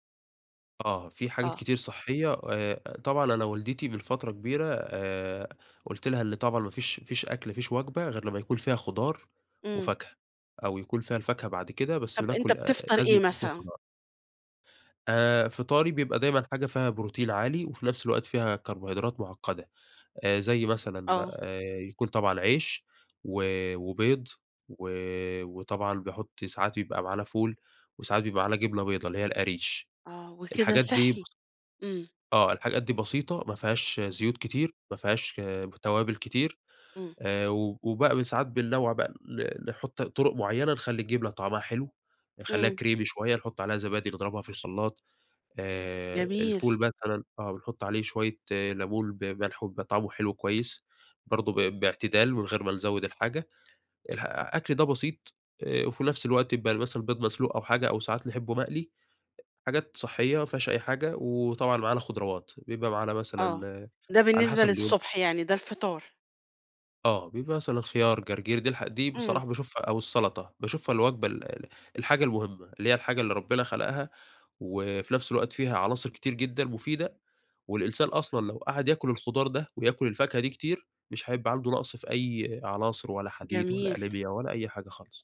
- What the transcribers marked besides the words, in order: tapping; other noise
- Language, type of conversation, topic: Arabic, podcast, كيف بتاكل أكل صحي من غير ما تجوّع نفسك؟